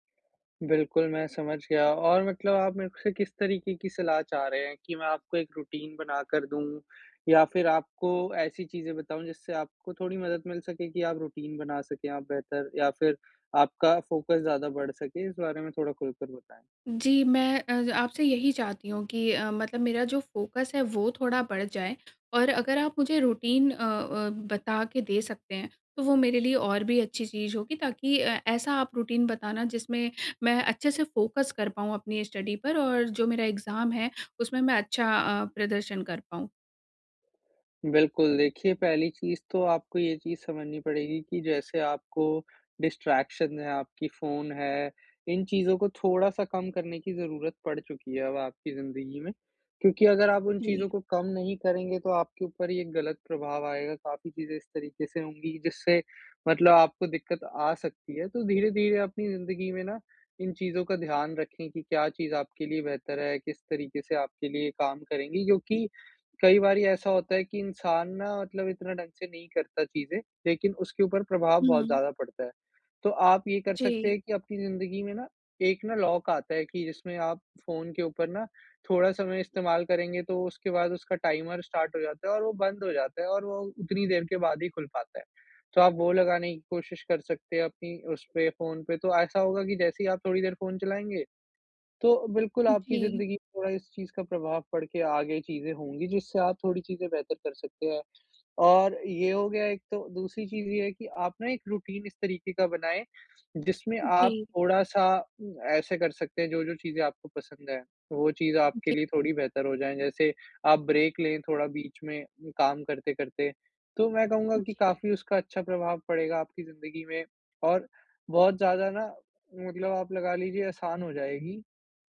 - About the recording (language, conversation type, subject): Hindi, advice, मानसिक धुंधलापन और फोकस की कमी
- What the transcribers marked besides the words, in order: in English: "रूटीन"; in English: "रूटीन"; in English: "फोकस"; in English: "फोकस"; in English: "रूटीन"; in English: "रूटीन"; in English: "फोकस"; in English: "स्टडी"; in English: "एग्ज़ाम"; in English: "डिस्ट्रैक्शन"; in English: "लॉक"; in English: "टाइमर स्टार्ट"; in English: "रूटीन"; in English: "ब्रेक"